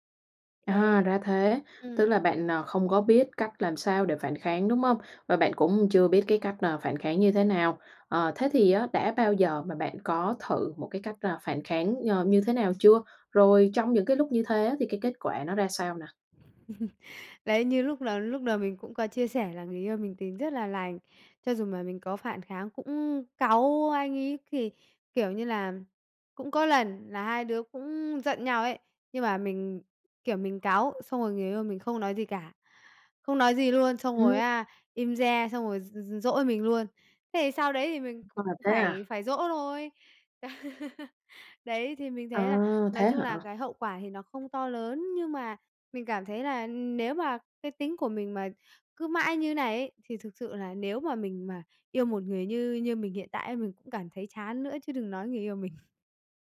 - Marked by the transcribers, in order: tapping; laugh; other background noise; laugh; laughing while speaking: "mình"
- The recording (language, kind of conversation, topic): Vietnamese, advice, Làm sao xử lý khi bạn cảm thấy bực mình nhưng không muốn phản kháng ngay lúc đó?